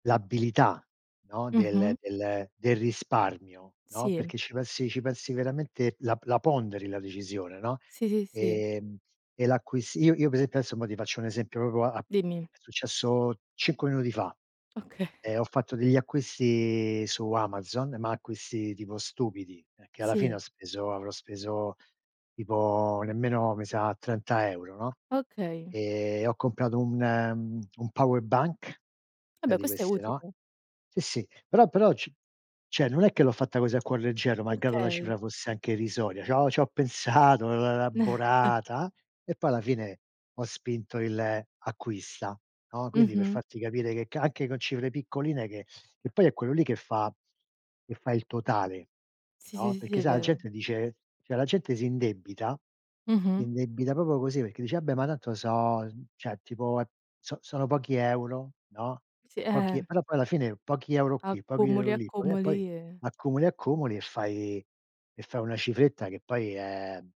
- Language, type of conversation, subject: Italian, unstructured, Come scegli tra risparmiare e goderti subito il denaro?
- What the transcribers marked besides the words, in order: tapping; other background noise; "proprio" said as "propo"; laughing while speaking: "oka"; "Okay" said as "oka"; drawn out: "acquisti"; drawn out: "e"; "cioè" said as "ceh"; laughing while speaking: "pensato"; chuckle; "cioè" said as "ceh"; "proprio" said as "propo"; "Vabbè" said as "abbe"; "cioè" said as "ceh"